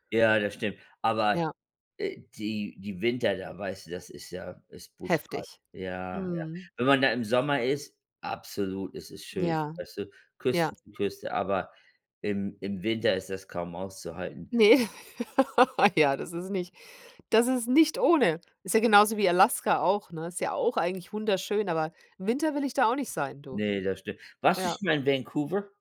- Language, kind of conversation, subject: German, unstructured, Was war dein schönstes Erlebnis in deiner Gegend?
- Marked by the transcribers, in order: laughing while speaking: "Ne"; laugh